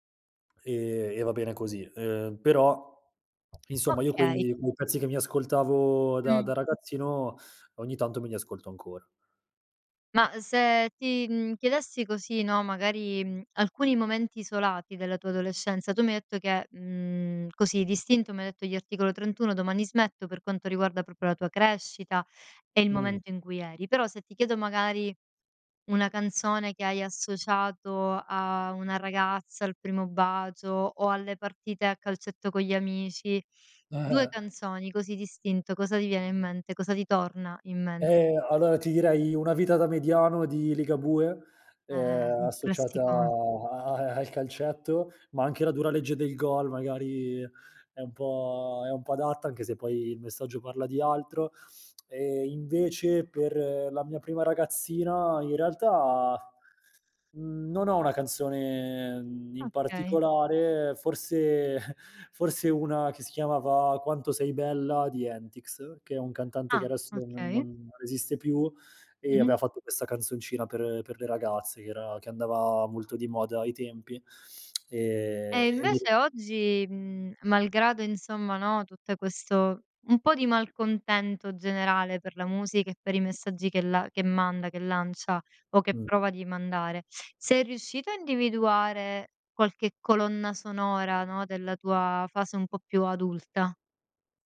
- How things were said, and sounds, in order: tapping; "proprio" said as "propio"; chuckle; "allora" said as "alloa"; laughing while speaking: "a a al"; chuckle; tongue click
- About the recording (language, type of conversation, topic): Italian, podcast, Qual è la colonna sonora della tua adolescenza?